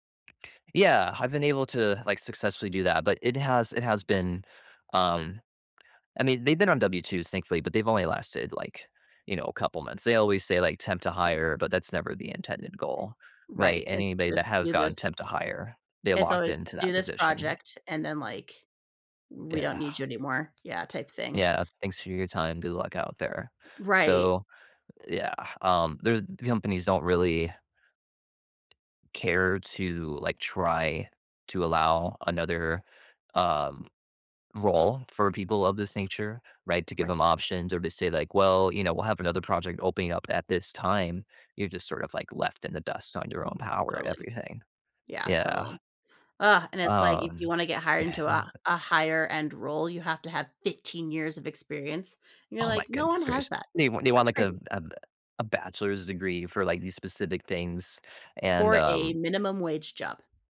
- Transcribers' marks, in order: tapping; other background noise
- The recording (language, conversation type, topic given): English, unstructured, What strategies help you maintain a healthy balance between your job and your personal life?
- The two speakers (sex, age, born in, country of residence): female, 35-39, United States, United States; male, 35-39, United States, United States